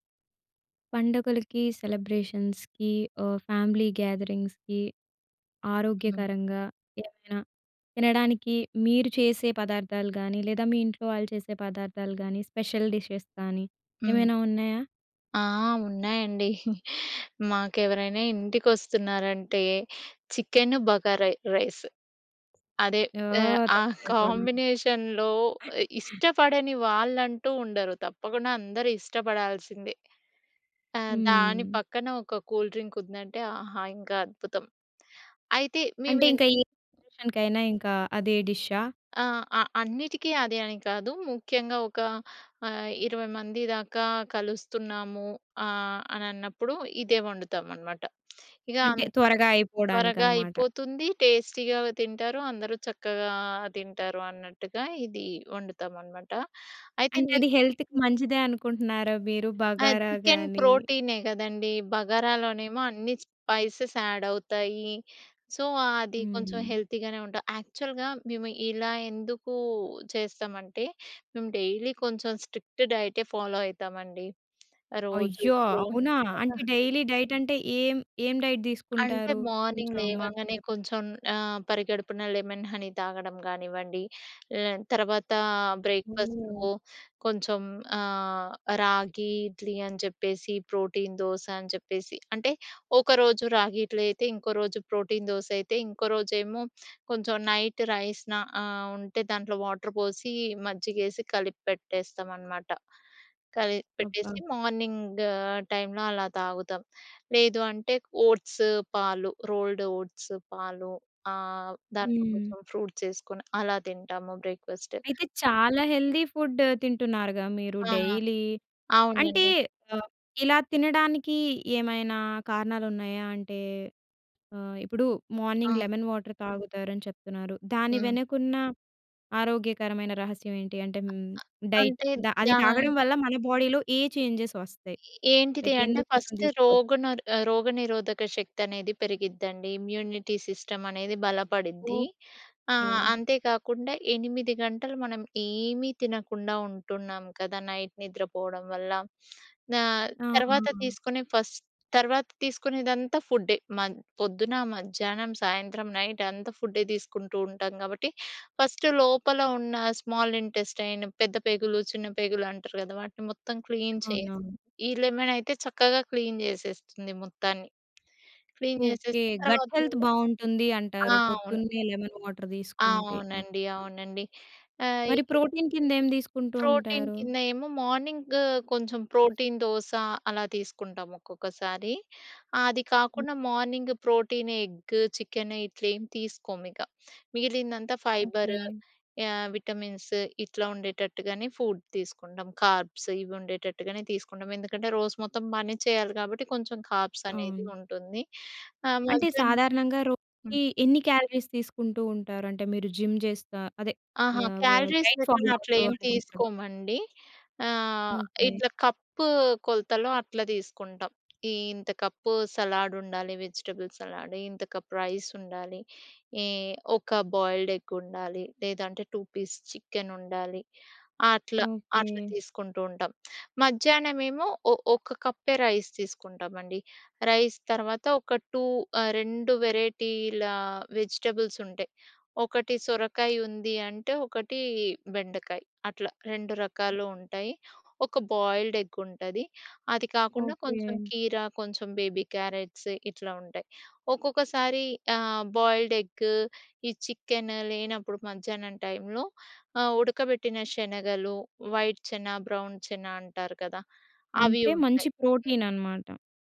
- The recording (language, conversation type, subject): Telugu, podcast, సెలబ్రేషన్లలో ఆరోగ్యకరంగా తినడానికి మంచి సూచనలు ఏమేమి ఉన్నాయి?
- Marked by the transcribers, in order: in English: "సెలబ్రేషన్స్‌కి"; in English: "ఫ్యామిలీ గ్యాదరింగ్స్‌కి"; in English: "స్పెషల్ డిషెస్"; chuckle; in English: "చికెన్"; in English: "కాంబినేషన్‌లో"; other noise; in English: "కూల్ డ్రింక్"; in English: "అకేషన్‌కైన"; "టేస్టీగానే" said as "టేస్టీగావె"; in English: "హెల్త్‌కి"; in English: "చికెన్"; in English: "స్పైసెస్ యాడ్"; in English: "సో"; in English: "హెల్తీగానే"; in English: "యాక్చువల్‌గా"; in English: "డైలీ"; in English: "స్ట్రిక్ట్ డైటే ఫాలో"; tapping; in English: "డైలీ డైట్"; in English: "డైట్"; in English: "మార్నింగ్"; in English: "లెమన్ హనీ"; in English: "ప్రోటీన్"; in English: "ప్రోటీన్"; in English: "నైట్ రైస్"; in English: "వాటర్"; in English: "మార్నింగ్"; in English: "ఓట్స్"; in English: "రోల్డ్ ఓట్స్"; in English: "ఫ్రూట్స్"; in English: "బ్రేక్‌ఫా‌స్ట్"; in English: "హెల్తీ ఫుడ్"; in English: "డైలీ"; in English: "మార్నింగ్ లెమన్ వాటర్"; in English: "డైట్"; in English: "బాడీ‌లో"; in English: "చేంజెస్"; in English: "లైక్"; in English: "ఫస్ట్"; in English: "ఇమ్యూనిటీ సిస్టమ్"; in English: "నైట్"; in English: "ఫస్ట్"; in English: "నైట్"; in English: "ఫస్ట్"; in English: "స్మాల్ ఇంటెస్టైన్"; in English: "క్లీన్"; in English: "లెమన్"; in English: "క్లీన్"; in English: "క్లీన్"; in English: "గట్ హెల్త్"; in English: "లెమన్ వాటర్"; in English: "ప్రోటీన్"; in English: "ప్రోటీన్"; in English: "మార్నింగ్"; in English: "ప్రోటీన్"; in English: "మార్నింగ్ ప్రోటీన్ ఎగ్, చికెన్"; in English: "ఫైబర్"; in English: "విటమిన్స్"; in English: "ఫుడ్"; in English: "కార్బ్స్"; in English: "కార్బ్స్"; in English: "క్యాలరీస్"; in English: "జిమ్"; in English: "క్యాలరీస్"; in English: "వార్డ్ డైట్ ఫాలో"; unintelligible speech; in English: "సలాడ్"; in English: "వెజిటబుల్ సలాడ్"; in English: "కప్ రైస్"; in English: "బాయిల్డ్ ఎగ్"; in English: "టూ పీస్ చికెన్"; in English: "రైస్"; in English: "రైస్"; in English: "టూ"; in English: "వెజిటబుల్స్"; in English: "బాయిల్డ్ ఎగ్"; in English: "బేబీ క్యారట్స్"; in English: "బాయిల్డ్ ఎగ్"; in English: "చికెన్"; in English: "వైట్ చెన, బ్రౌన్ చెన"; in English: "ప్రోటీన్"